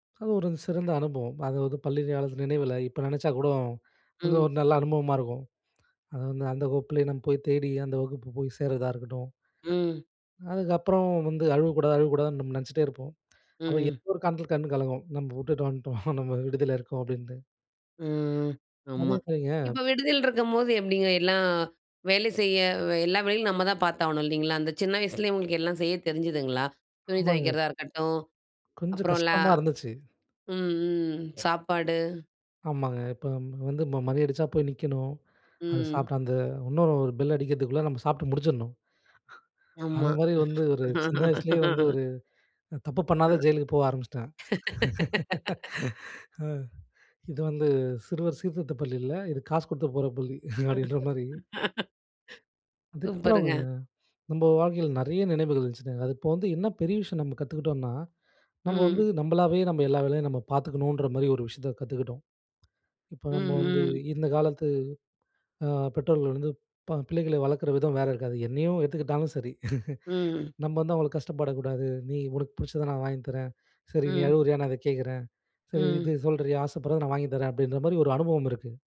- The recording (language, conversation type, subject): Tamil, podcast, பள்ளிக்கால நினைவில் உனக்கு மிகப்பெரிய பாடம் என்ன?
- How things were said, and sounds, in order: chuckle; wind; laugh; laugh; laugh; laugh